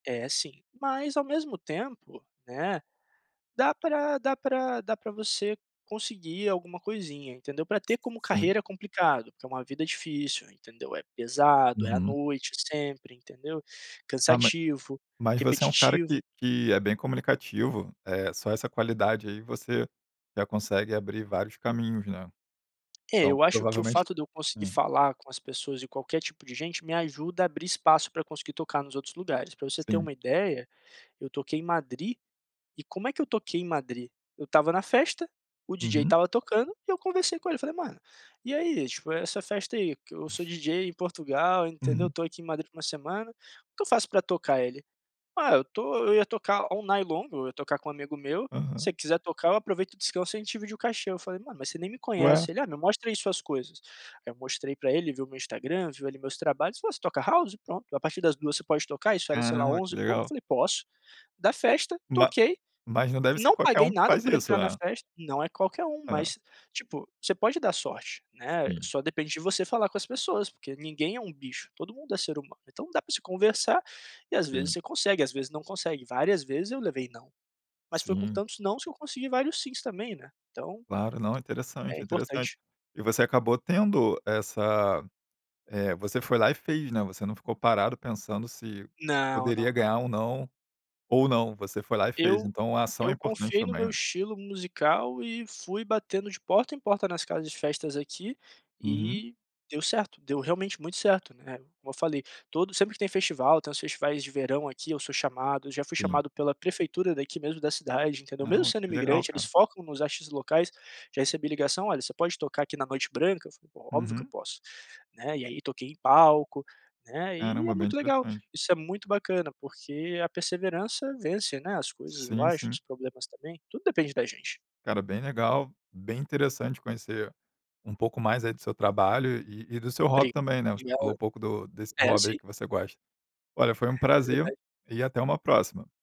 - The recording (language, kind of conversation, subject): Portuguese, podcast, Como a sua família influenciou o seu gosto musical?
- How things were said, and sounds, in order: tapping; in English: "all night long"